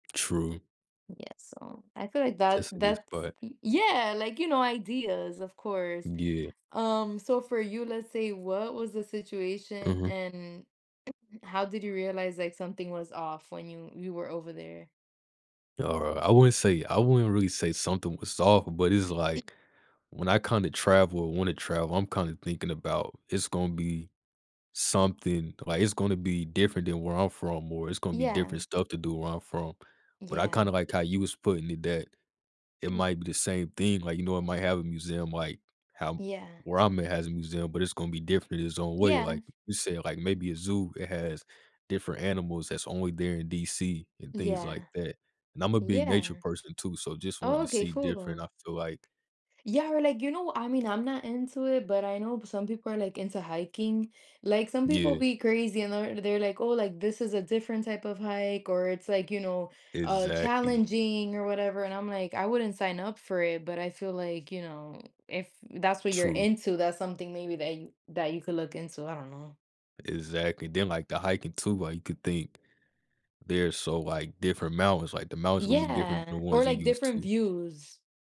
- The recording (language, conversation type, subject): English, unstructured, What are some common travel scams and how can you protect yourself while exploring new places?
- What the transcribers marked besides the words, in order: tapping; other background noise